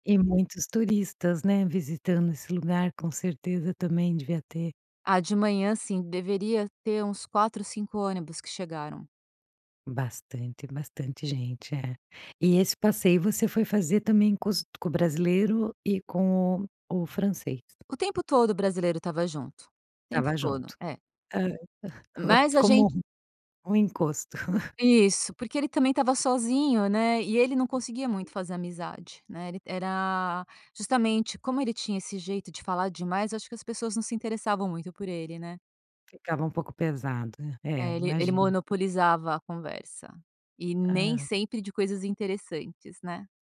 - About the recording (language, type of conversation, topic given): Portuguese, podcast, Já fez alguma amizade que durou além da viagem?
- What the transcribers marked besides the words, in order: chuckle; laugh; other background noise